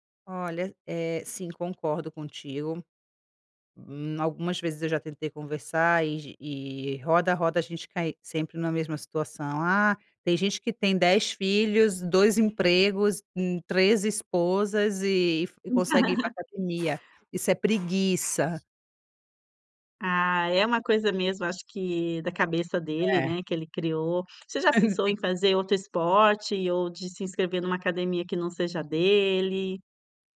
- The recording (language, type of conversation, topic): Portuguese, advice, Como lidar com um(a) parceiro(a) que faz críticas constantes aos seus hábitos pessoais?
- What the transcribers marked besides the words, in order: laugh; laugh